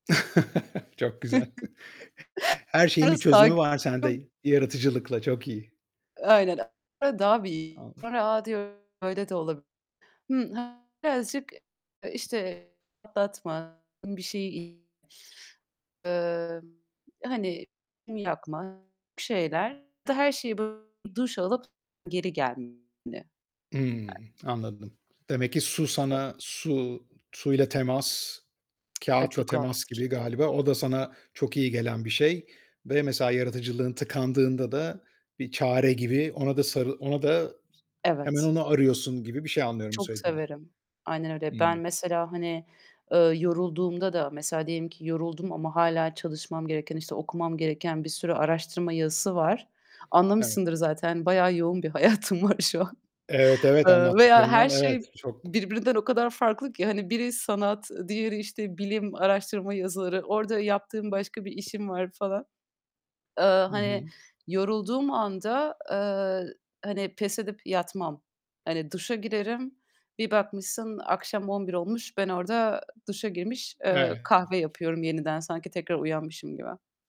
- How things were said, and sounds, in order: chuckle; laughing while speaking: "Çok güzel"; chuckle; unintelligible speech; distorted speech; unintelligible speech; other background noise; tapping; laughing while speaking: "hayatım var şu an"
- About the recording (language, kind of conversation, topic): Turkish, podcast, Yaratıcı tıkanıklık yaşadığında ne yaparsın?